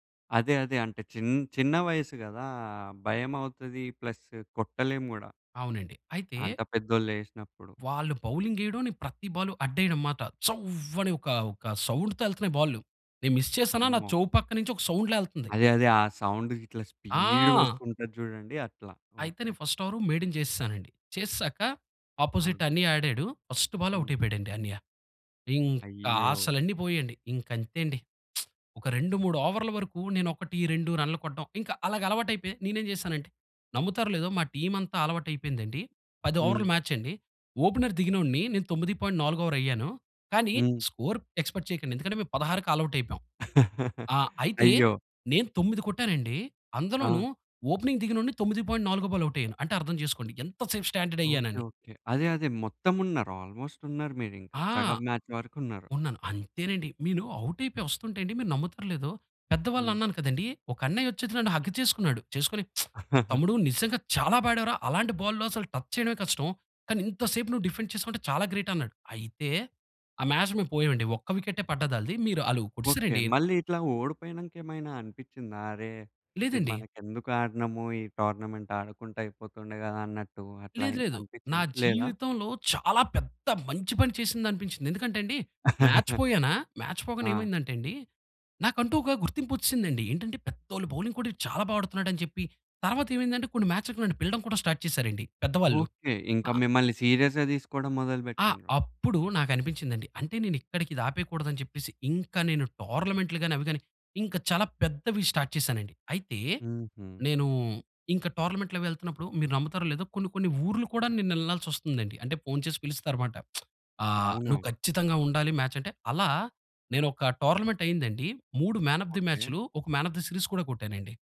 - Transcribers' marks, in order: in English: "ప్లస్"; in English: "మిస్"; other background noise; in English: "సౌండ్‌లా"; in English: "మేడిన్"; lip smack; in English: "ఓపెనర్"; in English: "స్కోర్ ఎక్స్‌పెక్ట్"; chuckle; in English: "ఓపెనింగ్"; in English: "మ్యాచ్"; in English: "హగ్"; lip smack; chuckle; in English: "టచ్"; in English: "డిఫెండ్"; in English: "మ్యాచ్"; in English: "టొర్నమెంట్"; in English: "మ్యాచ్"; chuckle; in English: "మ్యాచ్"; in English: "బౌలింగ్"; in English: "స్టార్ట్"; in English: "సీరియస్‌గా"; in English: "స్టార్ట్"; lip smack; tapping; in English: "మ్యాన్ ఆఫ్ ది"; in English: "మ్యాన్ ఆఫ్ ది సీరీస్"
- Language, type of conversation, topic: Telugu, podcast, నువ్వు చిన్నప్పుడే ఆసక్తిగా నేర్చుకుని ఆడడం మొదలుపెట్టిన క్రీడ ఏదైనా ఉందా?